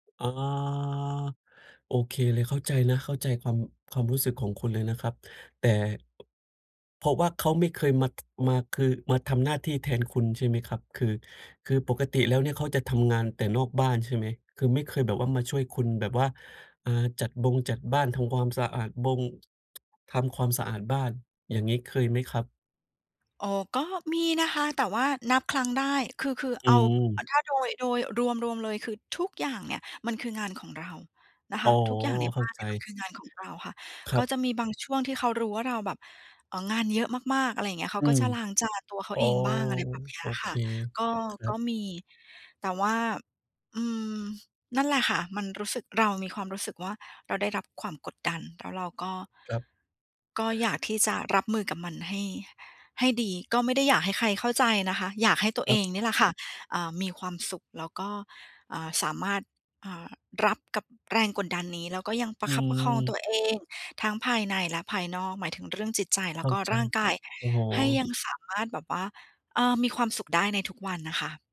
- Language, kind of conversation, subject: Thai, advice, ฉันจะรับมือกับแรงกดดันจากคนรอบข้างให้ใช้เงิน และการเปรียบเทียบตัวเองกับผู้อื่นได้อย่างไร
- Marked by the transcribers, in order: drawn out: "อ๋อ"; other noise; other background noise; stressed: "ทุก"